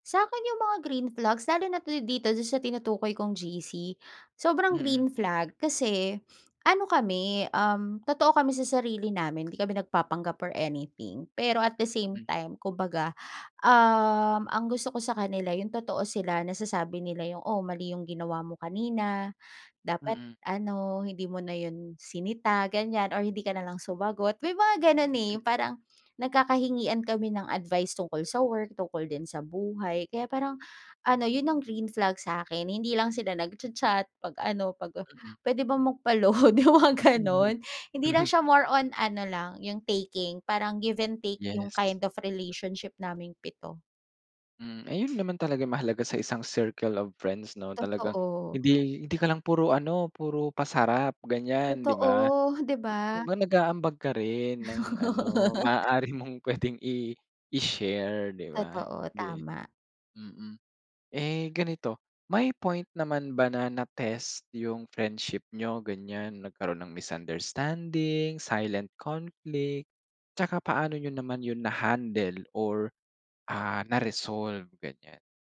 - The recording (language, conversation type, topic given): Filipino, podcast, Ano ang palagay mo sa pagkakaibigang nagsimula sa pakikipag-ugnayan sa pamamagitan ng midyang panlipunan?
- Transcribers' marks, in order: chuckle; other background noise; laugh